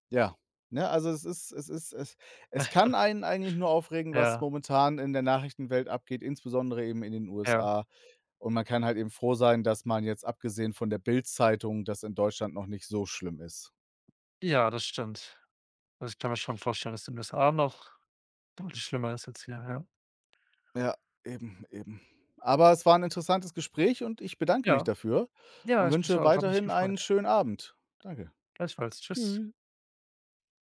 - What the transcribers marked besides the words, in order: other background noise; laugh
- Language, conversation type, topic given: German, unstructured, Wie beeinflussen soziale Medien unsere Wahrnehmung von Nachrichten?